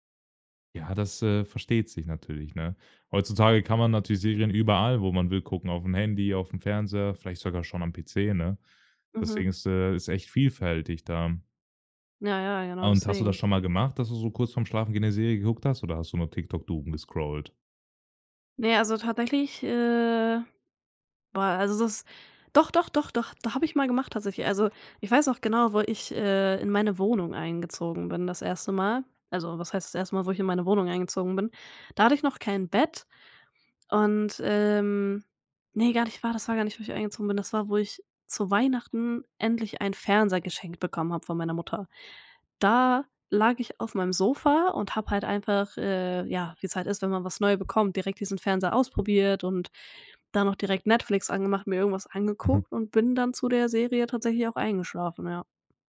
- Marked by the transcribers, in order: put-on voice: "doomgescrollt?"
- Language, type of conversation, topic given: German, podcast, Welches Medium hilft dir besser beim Abschalten: Buch oder Serie?